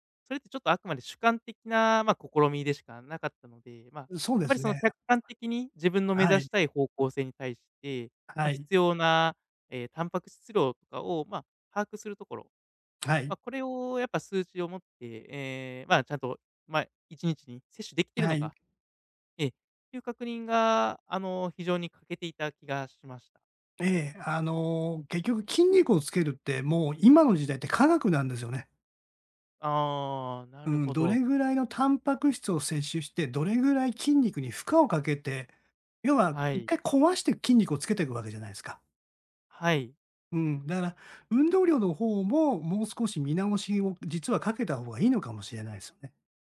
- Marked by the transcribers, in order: other background noise; tapping
- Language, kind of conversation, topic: Japanese, advice, トレーニングの効果が出ず停滞して落ち込んでいるとき、どうすればよいですか？